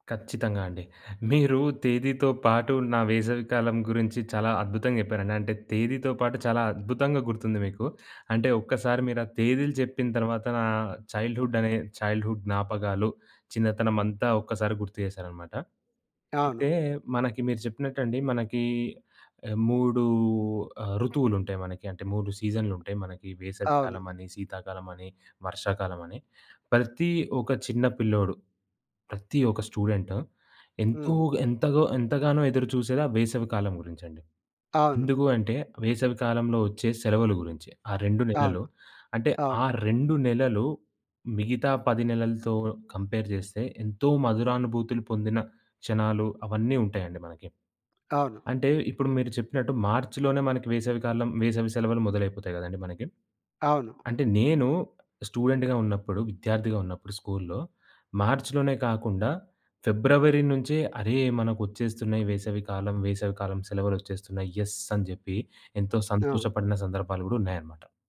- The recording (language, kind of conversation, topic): Telugu, podcast, మీ చిన్నతనంలో వేసవికాలం ఎలా గడిచేది?
- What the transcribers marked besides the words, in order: in English: "చైల్డ్‌హుడ్"; in English: "చైల్డ్‌హుడ్"; in English: "కంపేర్"; in English: "స్టూడెంట్‌గా"; in English: "యెస్!"